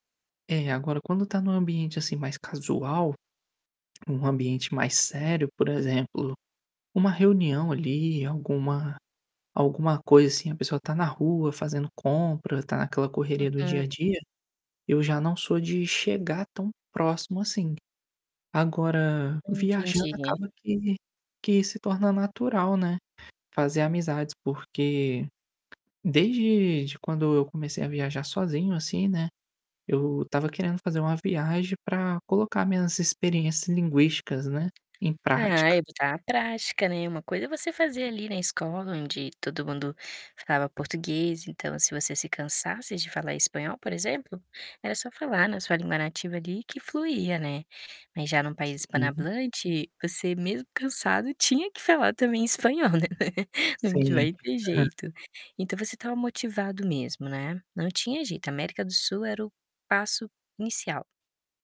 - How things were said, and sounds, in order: static; other background noise; tapping; distorted speech; laughing while speaking: "né"
- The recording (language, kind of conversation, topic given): Portuguese, podcast, Qual amizade que você fez numa viagem virou uma amizade de verdade?